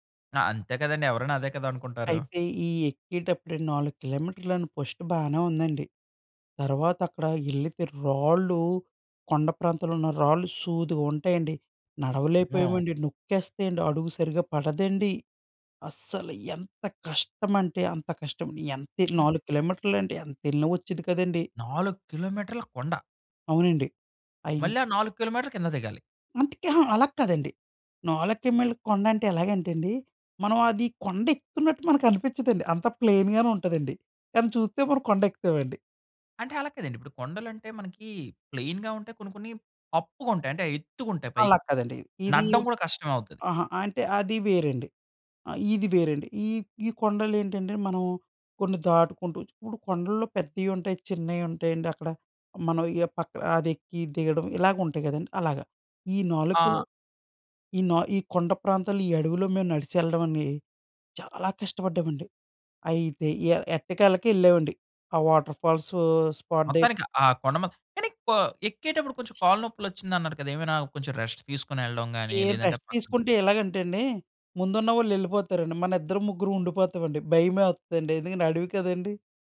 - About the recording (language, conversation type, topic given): Telugu, podcast, దగ్గర్లోని కొండ ఎక్కిన అనుభవాన్ని మీరు ఎలా వివరించగలరు?
- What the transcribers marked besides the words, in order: in English: "ఫస్ట్"; in English: "ప్లెయిన్‌గానే"; in English: "ప్లెయిన్‌గా"; stressed: "చాలా"; in English: "స్పాట్"; other background noise; in English: "రెస్ట్"; in English: "రెస్ట్"